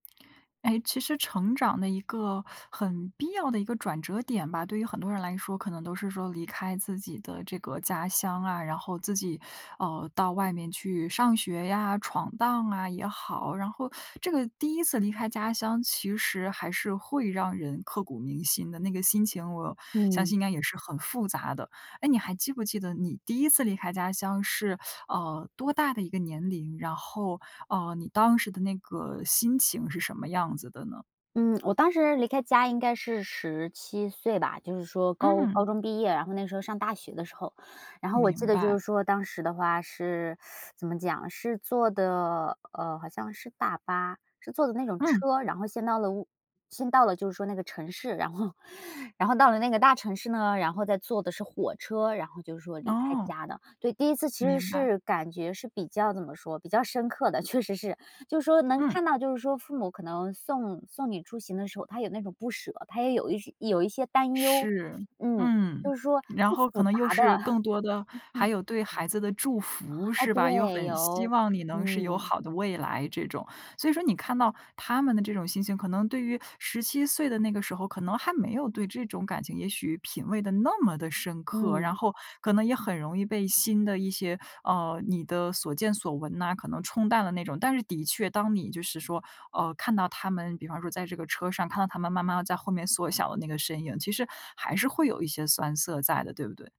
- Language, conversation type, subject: Chinese, podcast, 你第一次离开家乡时是什么感觉？
- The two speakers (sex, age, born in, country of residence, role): female, 30-34, China, United States, guest; female, 30-34, China, United States, host
- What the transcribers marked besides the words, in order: other background noise; tapping; teeth sucking; laughing while speaking: "后"; laugh; other noise